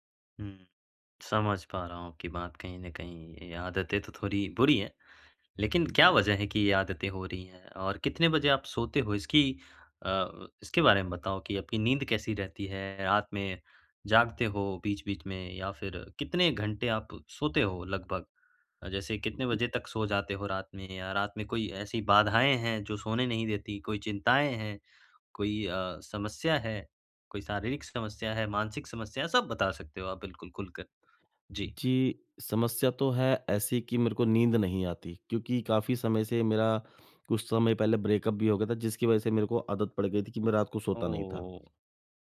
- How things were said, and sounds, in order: lip smack; in English: "ब्रेकअप"
- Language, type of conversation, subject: Hindi, advice, यात्रा या सप्ताहांत के दौरान मैं अपनी दिनचर्या में निरंतरता कैसे बनाए रखूँ?